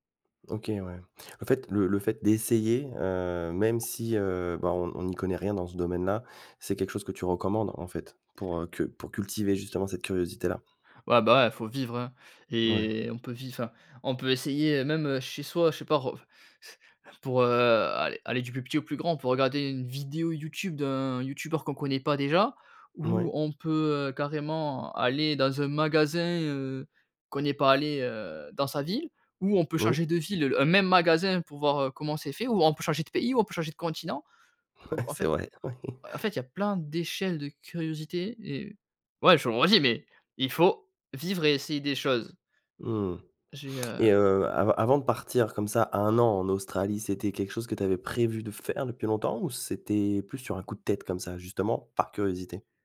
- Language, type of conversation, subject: French, podcast, Comment cultives-tu ta curiosité au quotidien ?
- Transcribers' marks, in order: laughing while speaking: "Mouais"; laughing while speaking: "Ouais"